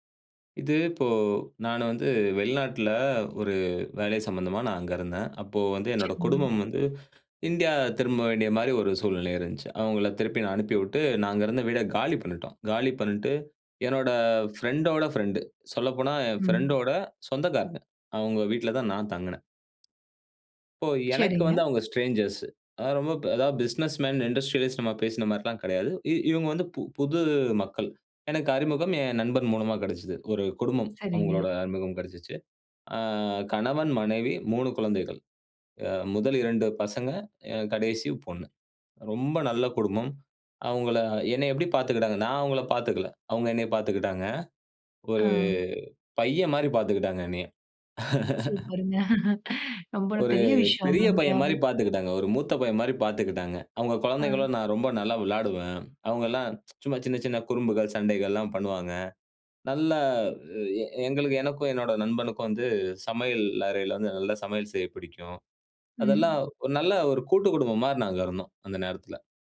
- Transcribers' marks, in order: "பாத்துக்கிட்டாங்கன்னா" said as "பாத்துக்கிடாங்"; chuckle; tsk
- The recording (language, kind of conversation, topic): Tamil, podcast, புதியவர்களுடன் முதலில் நீங்கள் எப்படி உரையாடலை ஆரம்பிப்பீர்கள்?